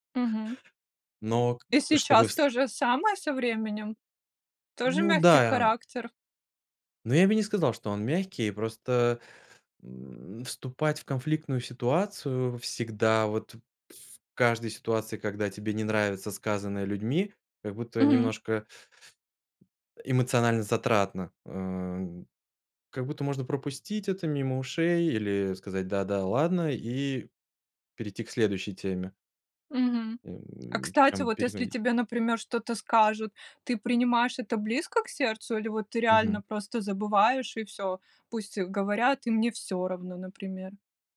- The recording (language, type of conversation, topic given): Russian, podcast, Как на практике устанавливать границы с назойливыми родственниками?
- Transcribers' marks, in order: tapping